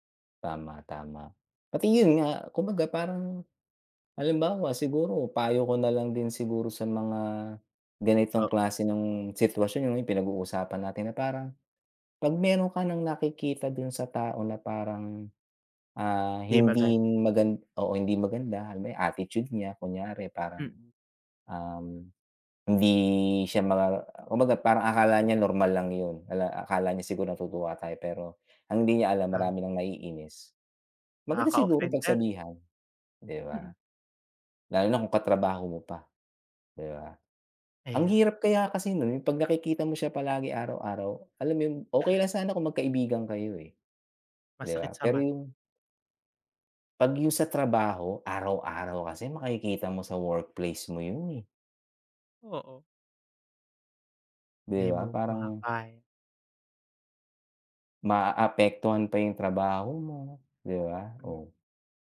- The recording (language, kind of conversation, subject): Filipino, unstructured, Paano mo hinaharap ang mga taong hindi tumatanggap sa iyong pagkatao?
- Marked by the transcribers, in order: scoff